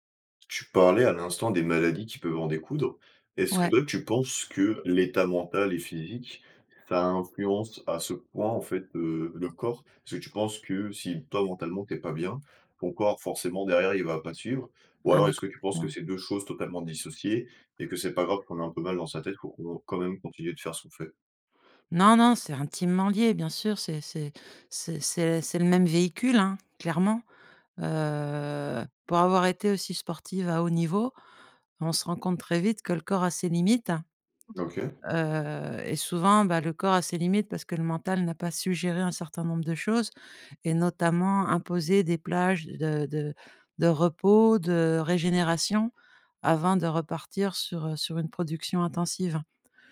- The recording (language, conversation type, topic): French, podcast, Comment poses-tu des limites pour éviter l’épuisement ?
- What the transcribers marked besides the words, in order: other background noise; drawn out: "heu"